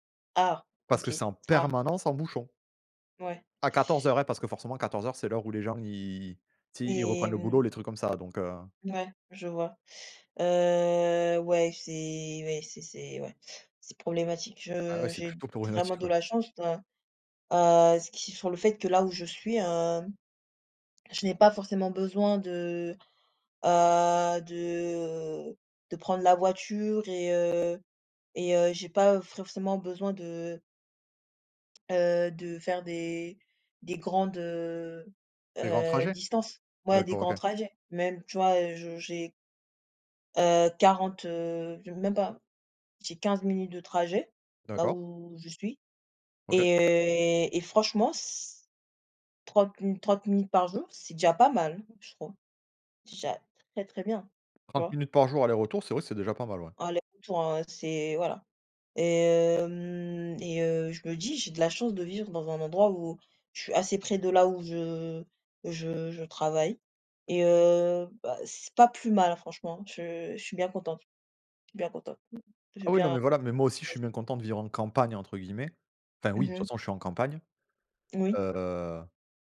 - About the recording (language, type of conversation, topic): French, unstructured, Qu’est-ce qui vous met en colère dans les embouteillages du matin ?
- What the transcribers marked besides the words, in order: drawn out: "ils"; other background noise; drawn out: "Heu"; drawn out: "de"; "forcément" said as "frocément"; drawn out: "et"; drawn out: "hem"